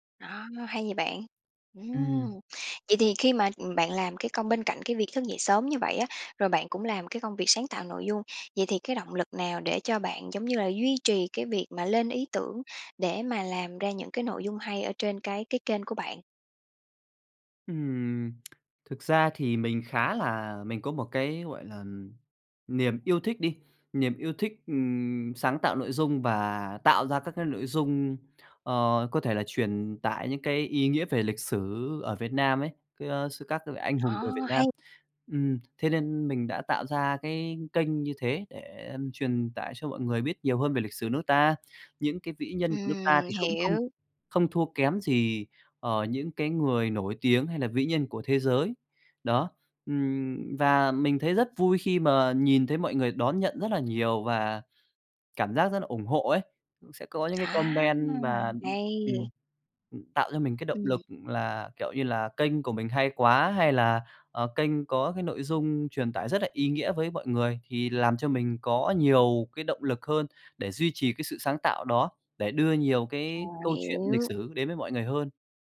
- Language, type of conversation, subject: Vietnamese, podcast, Bạn làm thế nào để duy trì động lực lâu dài khi muốn thay đổi?
- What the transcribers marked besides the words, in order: other background noise; tapping; tsk; in English: "comment"